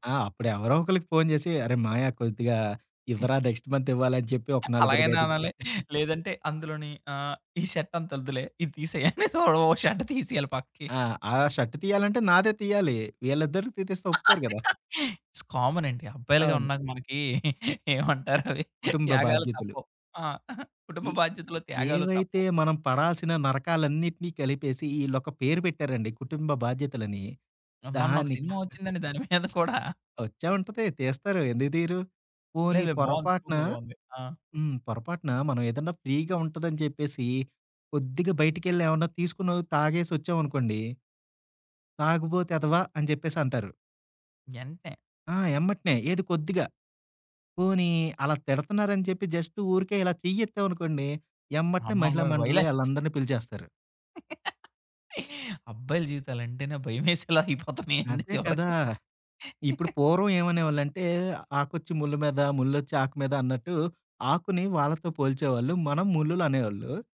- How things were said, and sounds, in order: in English: "నెక్స్ట్ మంత్"; other background noise; chuckle; in English: "షర్ట్"; laughing while speaking: "ఇది తీసేయి అని తోడ ఒక షర్ట్ తీసేయాలి పక్కకి"; in English: "షర్ట్"; in English: "షర్ట్"; laughing while speaking: "అది కా"; in English: "కామన్"; laughing while speaking: "మనకి, ఏమంటారు అవి త్యాగాలు తప్పువు. ఆ!"; giggle; laughing while speaking: "దాని మీద కూడా"; in English: "ఫ్రీగా"; in English: "జస్ట్"; in English: "వయలెన్స్"; chuckle; laughing while speaking: "భయమేసేలా అయిపోతున్నాయండి చివరికి"
- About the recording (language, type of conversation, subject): Telugu, podcast, పేపర్లు, బిల్లులు, రశీదులను మీరు ఎలా క్రమబద్ధం చేస్తారు?